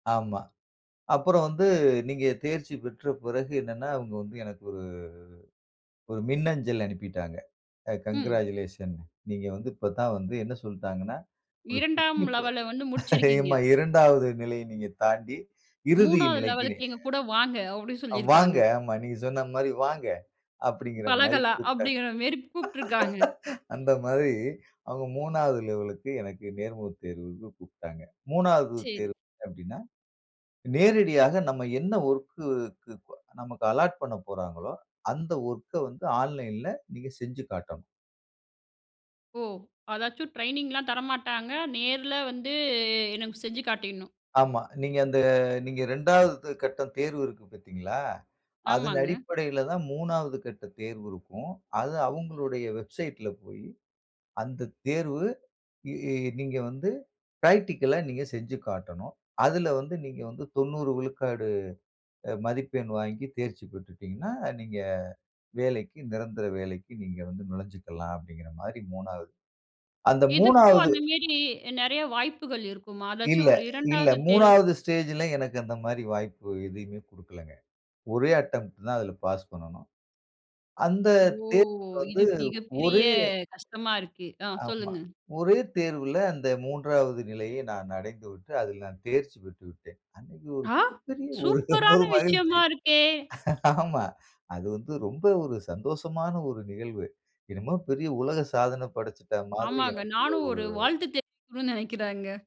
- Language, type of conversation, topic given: Tamil, podcast, ஒரு பெரிய வாய்ப்பை தவறவிட்ட அனுபவத்தை பகிரலாமா?
- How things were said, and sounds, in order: in English: "கங்கிராசுலேஷன்"; in English: "லெவல்ல"; unintelligible speech; laughing while speaking: "ஆமா"; in English: "லெவல்லுக்கு"; laugh; drawn out: "வந்து"; drawn out: "ஓ!"; drawn out: "மிகப்பெரிய"; surprised: "ஆ! சூப்பரான விஷயமா இருக்கே"; laughing while speaking: "ஒரு ஒரு மகிழ்ச்சி. ஆமா"; joyful: "அது வந்து ரொம்ப ஒரு சந்தோஷமான … மாதிரி, எனக்குள்ல ஒரு"; laughing while speaking: "நெனைக்கறேங்க"